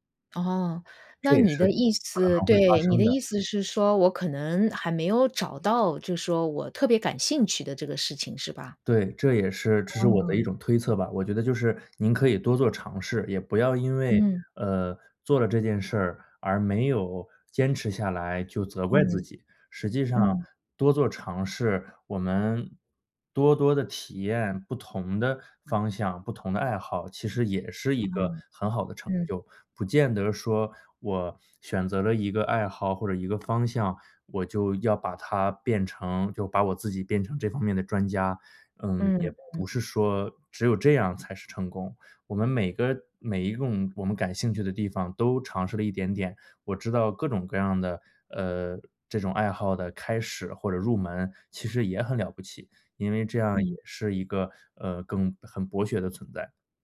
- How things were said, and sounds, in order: "一个" said as "一共"
- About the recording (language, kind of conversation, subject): Chinese, advice, 开会或学习时我经常走神，怎么才能更专注？